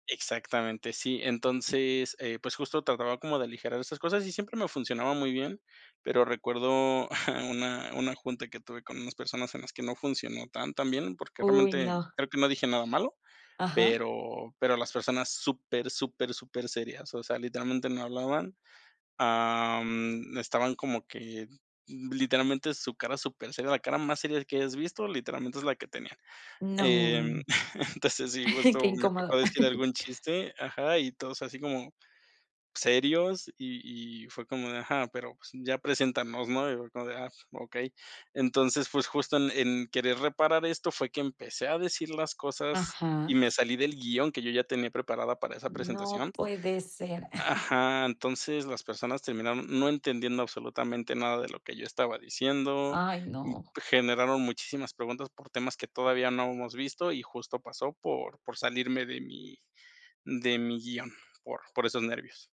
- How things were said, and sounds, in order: chuckle; chuckle; other noise; chuckle; "habíamos" said as "habemos"
- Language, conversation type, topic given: Spanish, podcast, ¿Qué consejo le darías a alguien que quiere expresarse más?